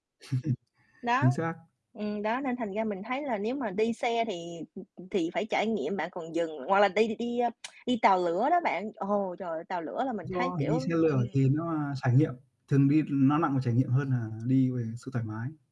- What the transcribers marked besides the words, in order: chuckle; tapping; tsk; other background noise; distorted speech
- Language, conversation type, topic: Vietnamese, unstructured, Bạn thích đi du lịch ở đâu nhất?